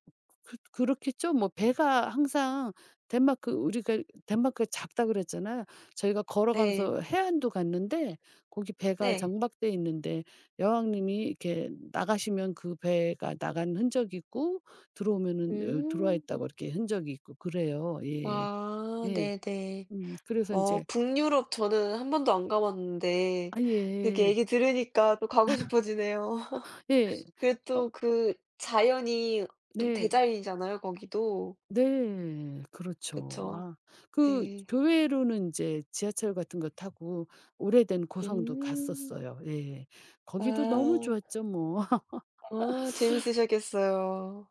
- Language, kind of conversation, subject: Korean, unstructured, 가장 가고 싶은 여행지는 어디이며, 그 이유는 무엇인가요?
- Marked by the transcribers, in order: tapping; other background noise; laugh; laugh